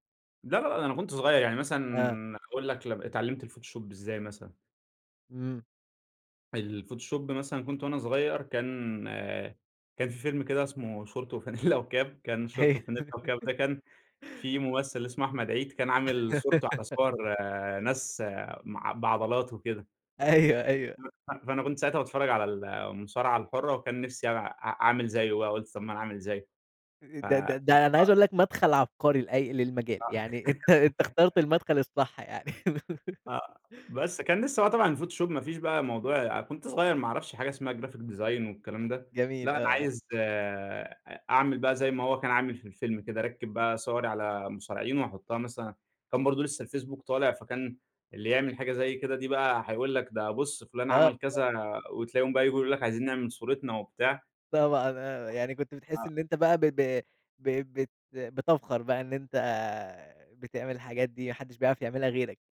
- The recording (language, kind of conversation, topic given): Arabic, podcast, إيه دور الفضول في رحلتك التعليمية؟
- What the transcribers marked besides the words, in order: laughing while speaking: "وكاب"; laughing while speaking: "أيوه"; laugh; unintelligible speech; unintelligible speech; chuckle; laugh; in English: "graphic design"; unintelligible speech; tapping